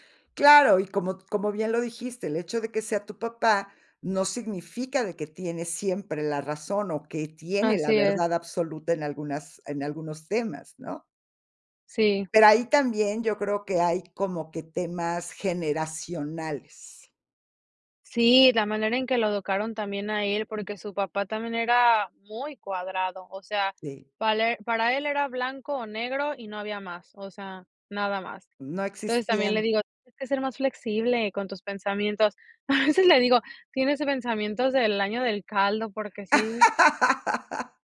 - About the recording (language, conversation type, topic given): Spanish, podcast, ¿Cómo puedes expresar tu punto de vista sin pelear?
- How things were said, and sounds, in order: chuckle; laugh